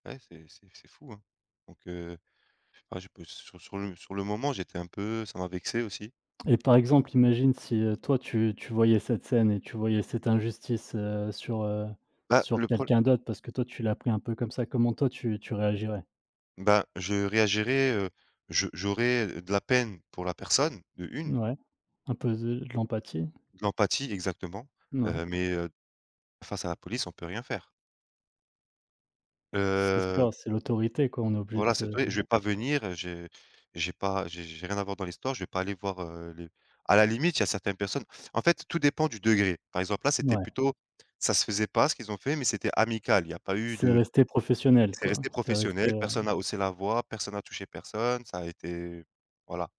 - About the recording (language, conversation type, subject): French, unstructured, Comment réagis-tu face à l’injustice ?
- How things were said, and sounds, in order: none